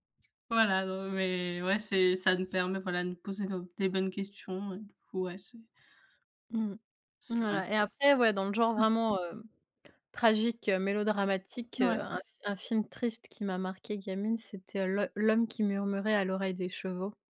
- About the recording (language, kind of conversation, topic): French, unstructured, As-tu un souvenir lié à un film triste que tu aimerais partager ?
- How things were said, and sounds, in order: none